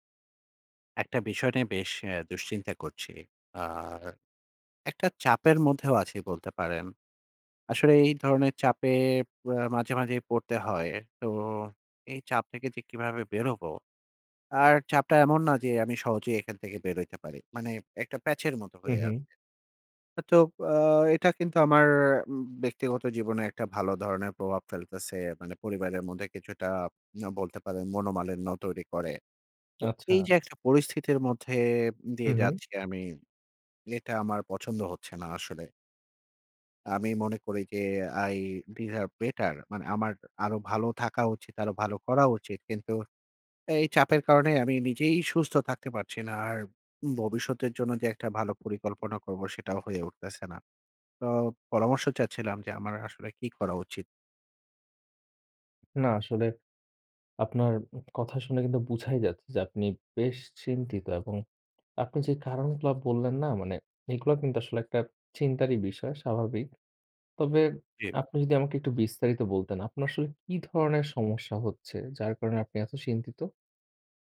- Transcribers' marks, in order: in English: "I behave better"
- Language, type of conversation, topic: Bengali, advice, দৈনন্দিন ছোটখাটো দায়িত্বেও কেন আপনার অতিরিক্ত চাপ অনুভূত হয়?